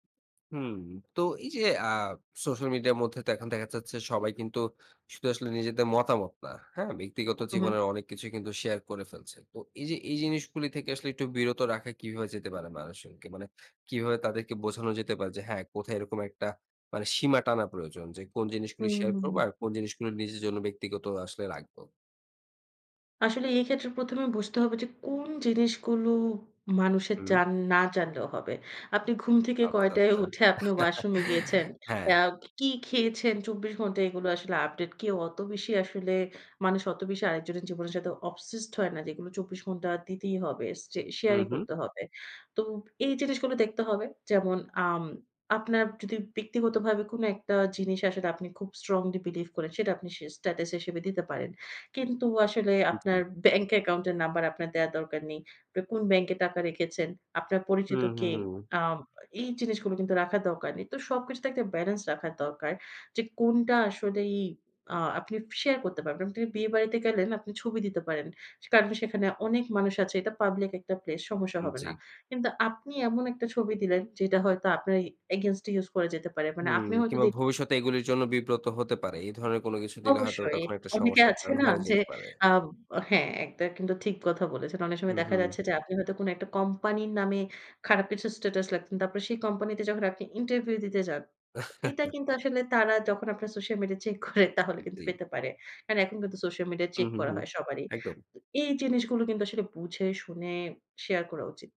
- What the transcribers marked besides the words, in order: tapping; chuckle; in English: "অবসেসড"; other background noise; chuckle; laughing while speaking: "চেক করে, তাহলে কিন্তু পেতে পারে"
- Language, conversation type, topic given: Bengali, podcast, সামাজিক মাধ্যমে নিজের ব্যক্তিগত জীবন ভাগ করে নেওয়া কতটা ঠিক?